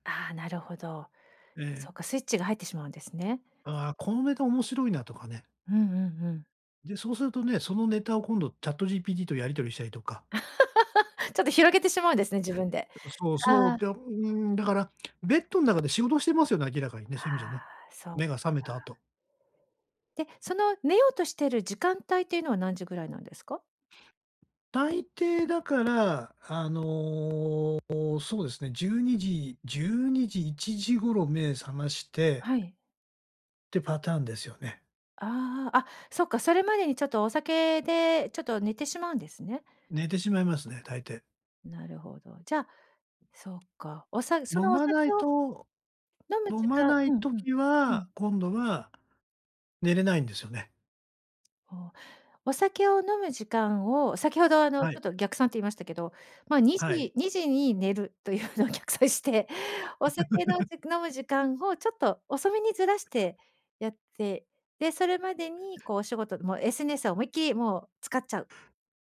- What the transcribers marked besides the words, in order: laugh; tapping; other background noise; laughing while speaking: "というのを逆算して"; giggle; other noise
- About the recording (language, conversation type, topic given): Japanese, advice, 夜にスマホを使うのをやめて寝つきを良くするにはどうすればいいですか？